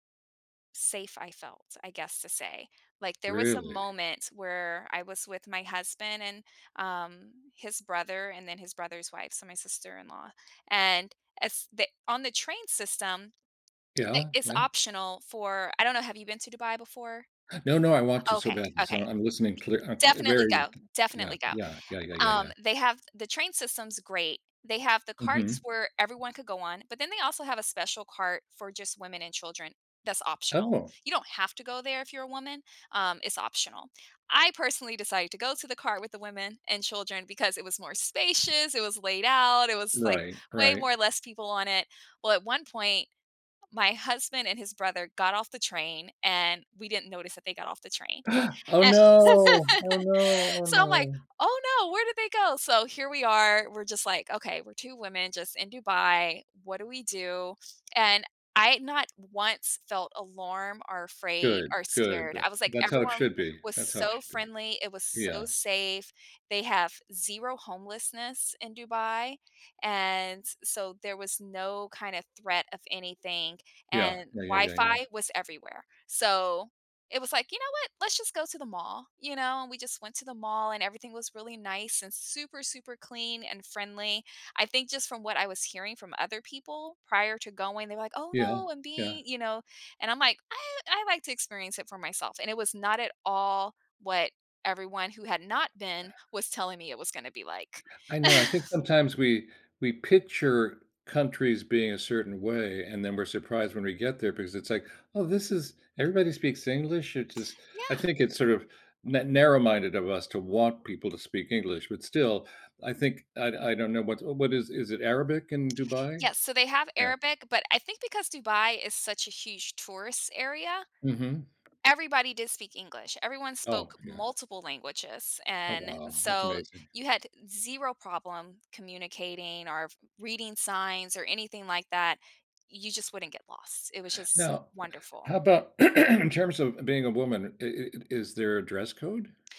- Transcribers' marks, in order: tapping; other background noise; gasp; stressed: "no"; laughing while speaking: "and"; laugh; stressed: "not"; chuckle; stressed: "multiple"; throat clearing
- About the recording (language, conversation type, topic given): English, unstructured, What is the most surprising place you have ever visited?
- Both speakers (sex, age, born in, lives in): female, 40-44, United States, United States; male, 70-74, Venezuela, United States